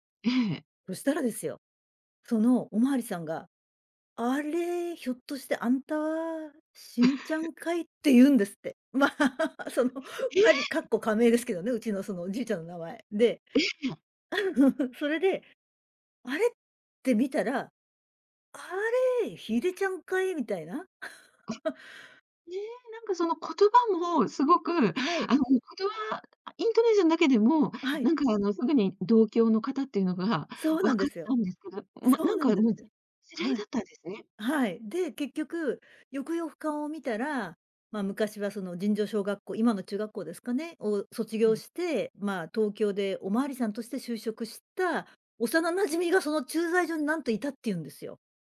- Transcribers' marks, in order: put-on voice: "あれ、ひょっとしてあんた、しんちゃんかい"; laugh; other noise; laughing while speaking: "まあ"; laugh; tapping; chuckle; put-on voice: "あれ、ヒデちゃんかい"; laugh
- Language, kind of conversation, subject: Japanese, podcast, 祖父母から聞いた面白い話はありますか？